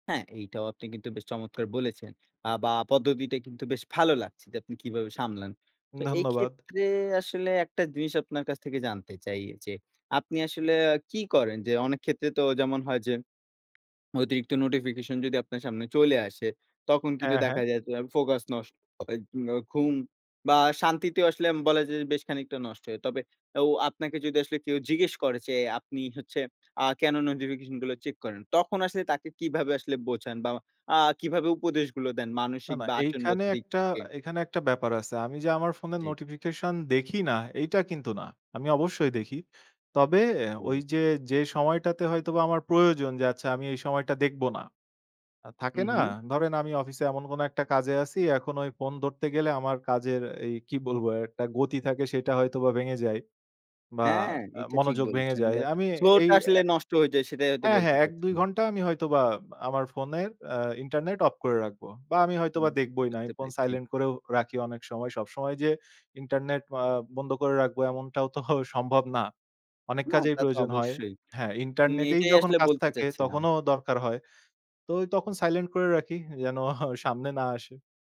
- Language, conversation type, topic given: Bengali, podcast, অতিরিক্ত নোটিফিকেশন কীভাবে কমিয়ে নিয়ন্ত্রণে রাখবেন?
- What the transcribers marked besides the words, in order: other background noise; "আচরনগত" said as "আচঁনগত"; "একটা" said as "এরটা"; scoff; scoff